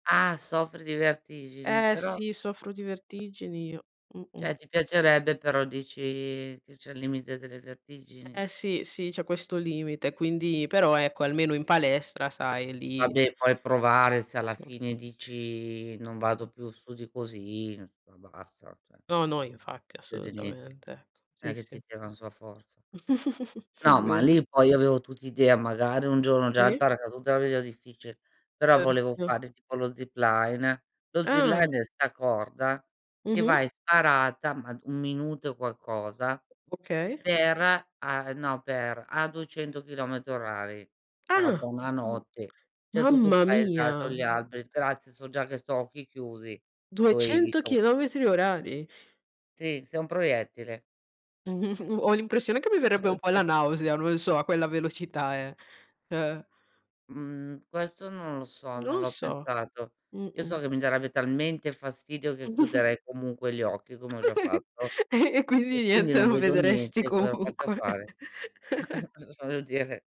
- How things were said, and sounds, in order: laugh; "zipline" said as "zillain"; surprised: "Mamma mia!"; snort; unintelligible speech; snort; laugh; laughing while speaking: "E e quindi niente, non vedresti comunque"; laugh
- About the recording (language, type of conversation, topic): Italian, unstructured, Hai mai scoperto una passione inaspettata provando qualcosa di nuovo?
- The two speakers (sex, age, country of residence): female, 20-24, Italy; female, 55-59, Italy